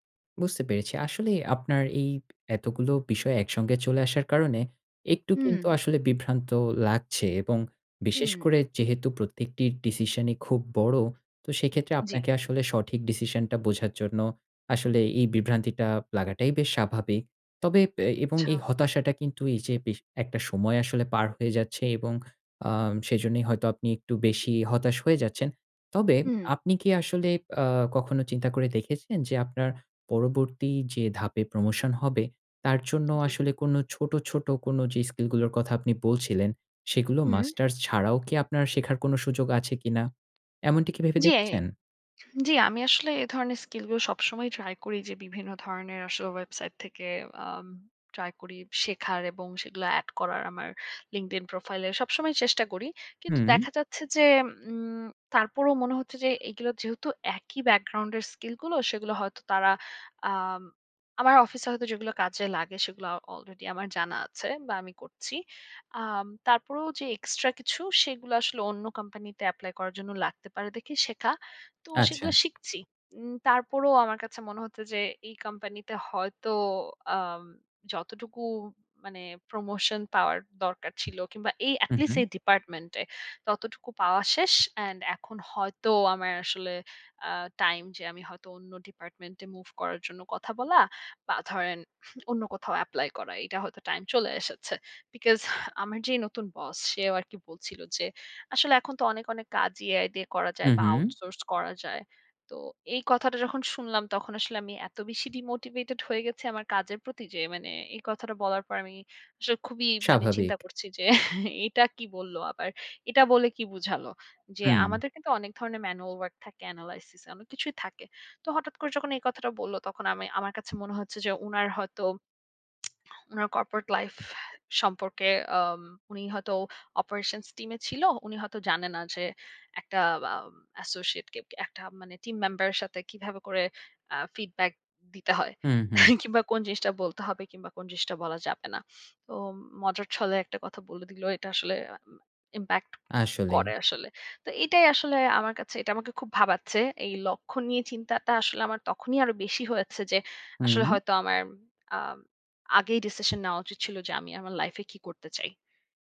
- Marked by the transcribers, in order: tapping; chuckle; teeth sucking; chuckle
- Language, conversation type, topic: Bengali, advice, একই সময়ে অনেক লক্ষ্য থাকলে কোনটিকে আগে অগ্রাধিকার দেব তা কীভাবে বুঝব?